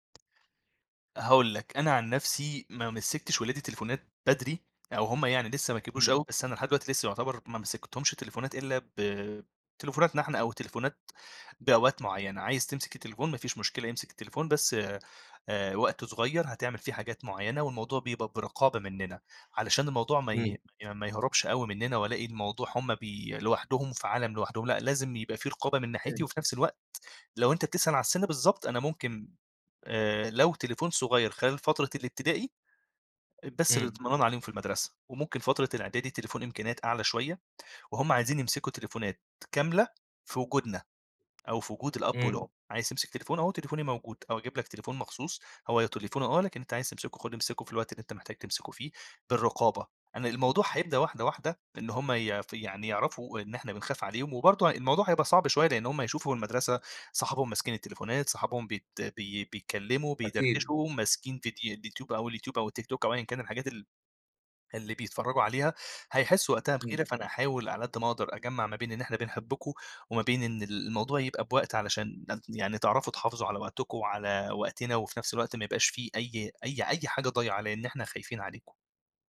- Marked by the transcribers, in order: tapping
- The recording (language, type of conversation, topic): Arabic, podcast, إزاي بتعلّم ولادك وصفات العيلة؟